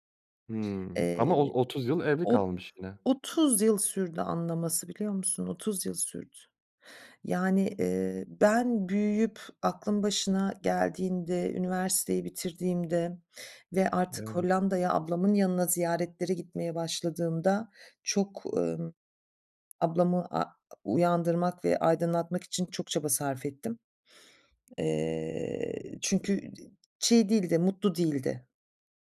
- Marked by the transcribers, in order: tapping; other background noise; other noise
- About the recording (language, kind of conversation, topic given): Turkish, podcast, Çocukluğunuzda aileniz içinde sizi en çok etkileyen an hangisiydi?